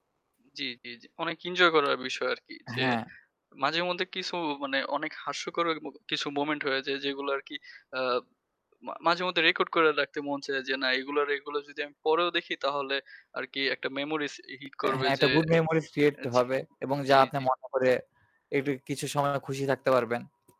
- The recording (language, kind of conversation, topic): Bengali, unstructured, মোবাইল গেম আর পিসি গেমের মধ্যে কোনটি আপনার কাছে বেশি উপভোগ্য?
- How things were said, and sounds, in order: distorted speech; "এনজয়" said as "ইনজয়"; tapping; static; "হাস্যকর" said as "হাস্যকরের"